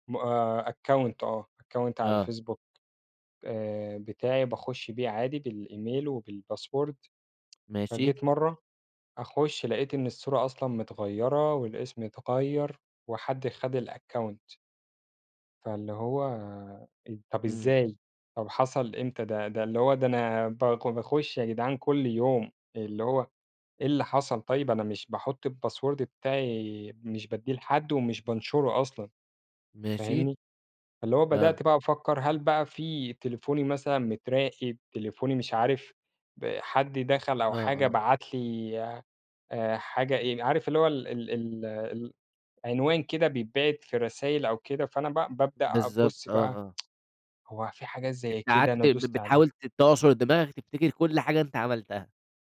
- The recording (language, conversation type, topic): Arabic, podcast, بتخاف على خصوصيتك مع تطور الأجهزة الذكية؟
- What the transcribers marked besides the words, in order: in English: "account"; in English: "account"; in English: "بالemail وبالpassword"; in English: "الaccount"; in English: "الpassword"; tsk